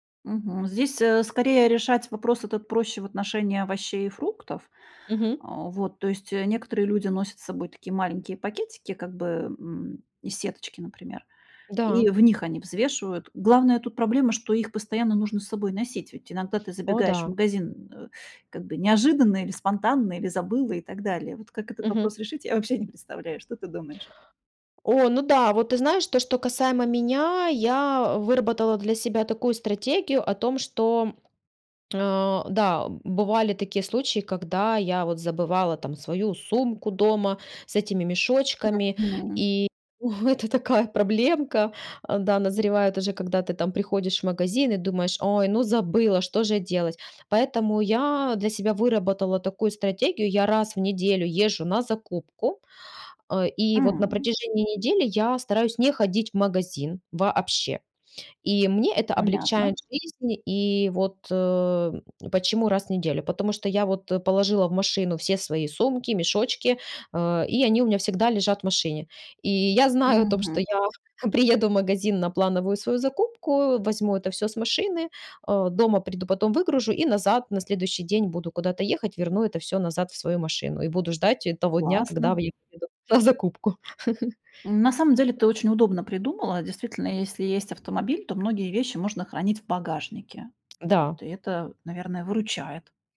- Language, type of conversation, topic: Russian, podcast, Как сократить использование пластика в повседневной жизни?
- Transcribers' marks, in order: chuckle; tapping; stressed: "вообще"; unintelligible speech; chuckle; other background noise